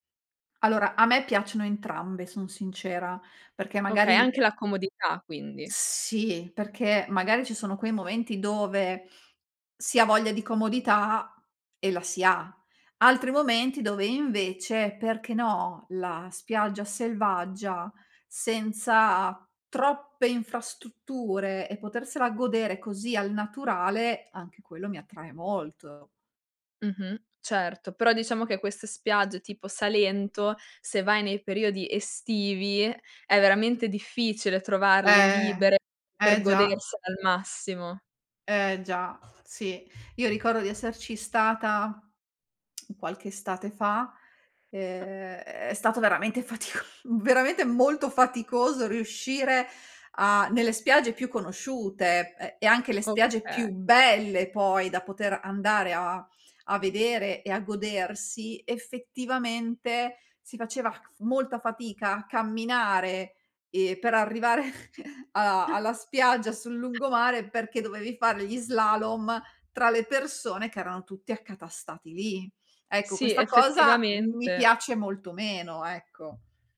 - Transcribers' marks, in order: "infrastrutture" said as "infrastutture"; other background noise; tapping; laughing while speaking: "fatico"; snort; chuckle
- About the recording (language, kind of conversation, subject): Italian, podcast, Come descriveresti il tuo rapporto con il mare?